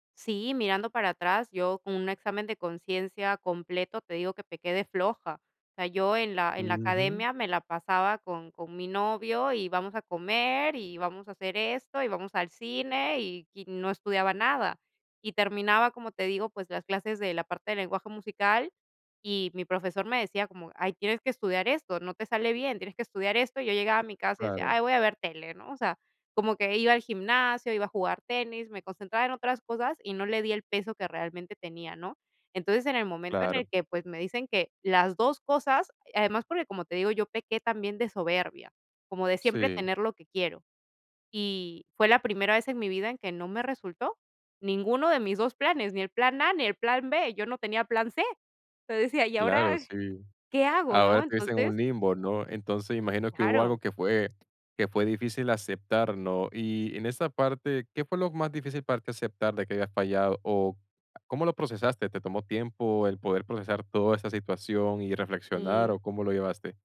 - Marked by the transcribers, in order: none
- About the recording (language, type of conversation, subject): Spanish, podcast, ¿Has tenido alguna experiencia en la que aprender de un error cambió tu rumbo?
- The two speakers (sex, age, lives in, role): female, 30-34, Italy, guest; male, 20-24, United States, host